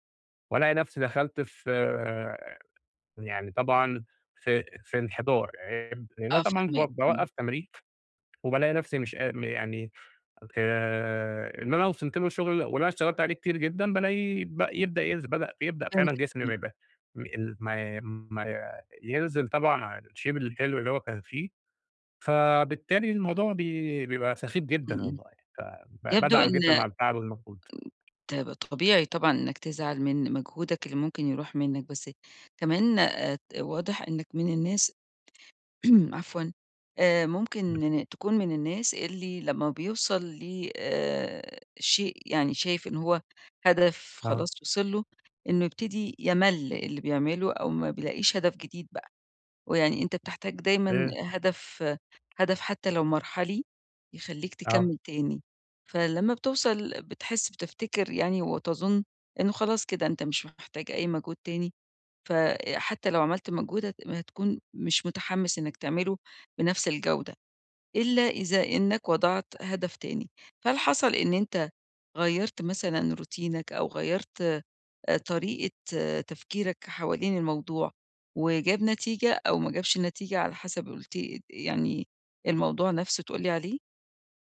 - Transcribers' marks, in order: unintelligible speech; in English: "الshape"; other noise; tapping; throat clearing; other background noise; in English: "روتينك"
- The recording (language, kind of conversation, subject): Arabic, advice, إزاي أرجّع حماسي لما أحسّ إنّي مش بتقدّم؟